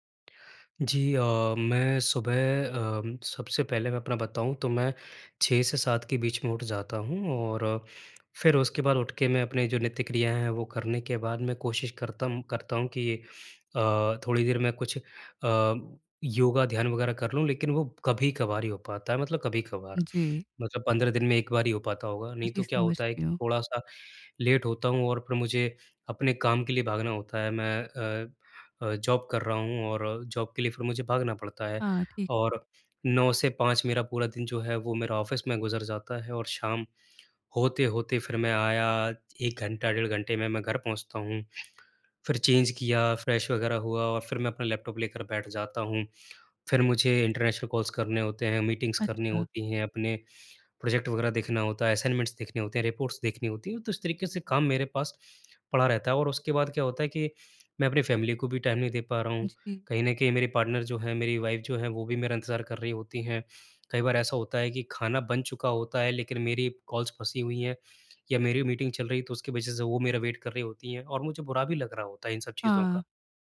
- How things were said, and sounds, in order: in English: "लेट"; in English: "जॉब"; in English: "जॉब"; tapping; other background noise; in English: "चेंज"; in English: "फ़्रेश"; in English: "इंटरनेशनल कॉल्स"; in English: "मीटिंग्स"; in English: "प्रोजेक्ट"; in English: "असाइनमेंट्स"; in English: "रिपोर्ट्स"; in English: "फ़ैमिली"; in English: "टाइम"; in English: "पार्टनर"; in English: "वाइफ़"; in English: "कॉल्स"; in English: "मीटिंग"; in English: "वेट"
- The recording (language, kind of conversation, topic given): Hindi, advice, आप सुबह की तनावमुक्त शुरुआत कैसे कर सकते हैं ताकि आपका दिन ऊर्जावान रहे?